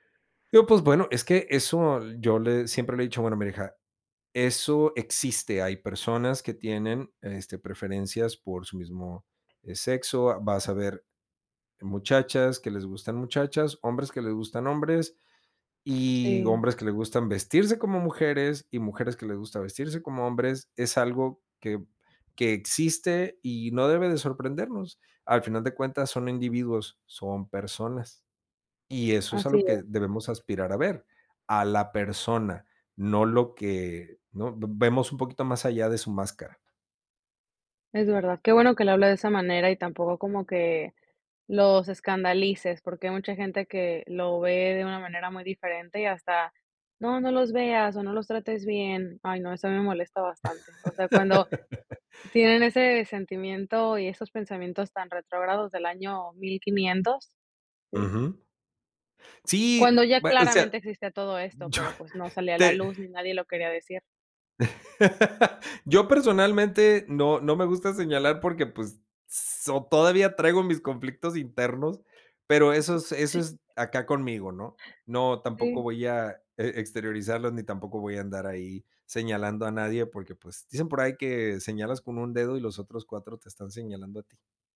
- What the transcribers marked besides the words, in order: laugh; laugh; laugh; chuckle
- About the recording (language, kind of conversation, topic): Spanish, podcast, ¿Qué opinas sobre la representación de género en películas y series?